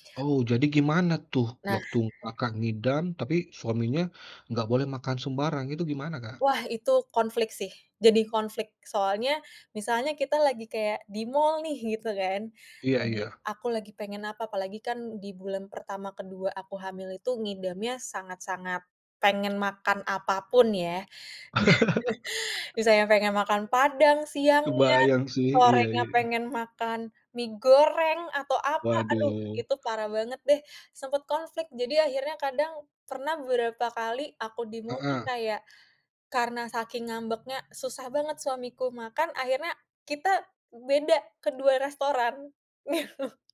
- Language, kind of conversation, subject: Indonesian, podcast, Bagaimana kamu memilih makanan yang sehat saat makan di luar rumah?
- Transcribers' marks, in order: tapping; laugh; laughing while speaking: "gitu"